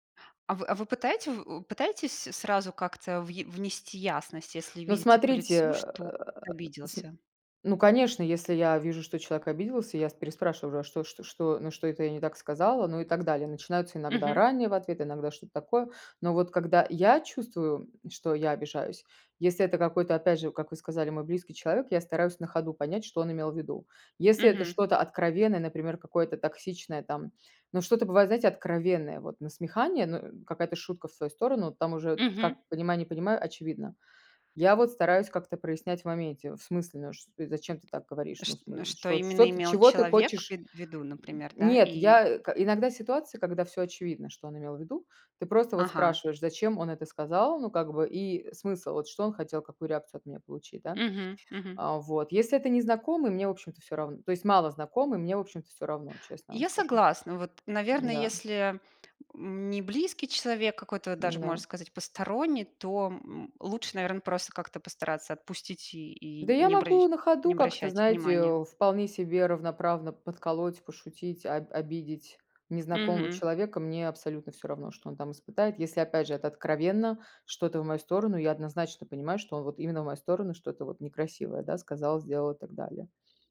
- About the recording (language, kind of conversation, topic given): Russian, unstructured, Как справиться с ситуацией, когда кто-то вас обидел?
- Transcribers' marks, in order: grunt